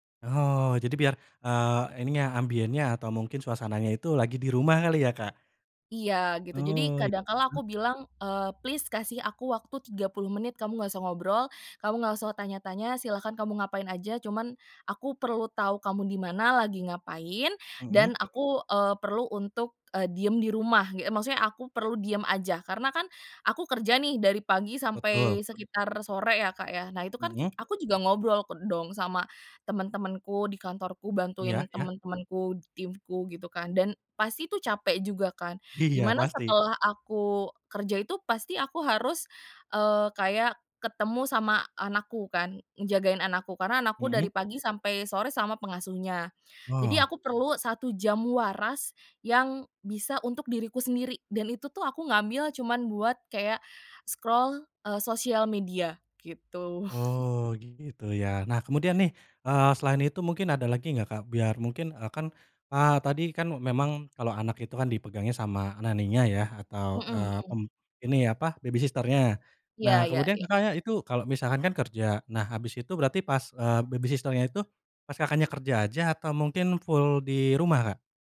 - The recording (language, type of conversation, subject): Indonesian, podcast, Apa saja tips untuk menjaga kesehatan mental saat terus berada di rumah?
- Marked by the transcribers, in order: in English: "Please"; in English: "scroll"; chuckle; other background noise; in English: "nanny-nya"; in English: "baby sister-nya"; in English: "baby sister-nya"; in English: "full"